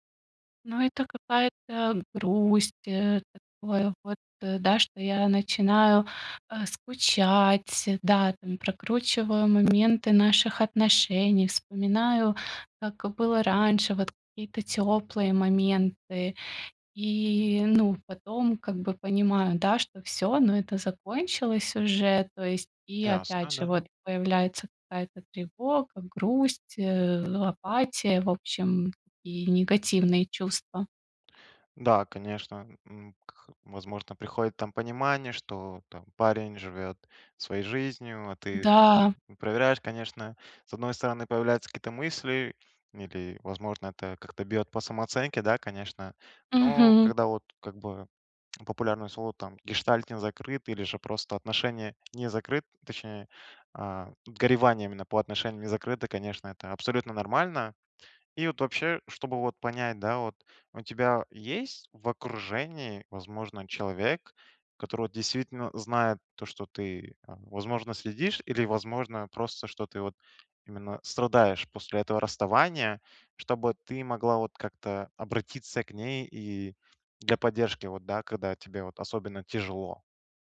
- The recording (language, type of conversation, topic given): Russian, advice, Как перестать следить за аккаунтом бывшего партнёра и убрать напоминания о нём?
- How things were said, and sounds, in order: other background noise; tapping; unintelligible speech; lip smack